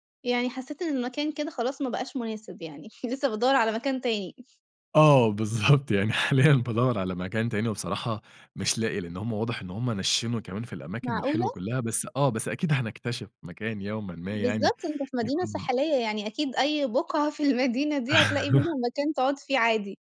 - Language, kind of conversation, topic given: Arabic, podcast, إيه أجمل مكان محلي اكتشفته بالصدفة وبتحب ترجع له؟
- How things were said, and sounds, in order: chuckle; laughing while speaking: "بالضبط، يعني"; laughing while speaking: "في المدينة"; laugh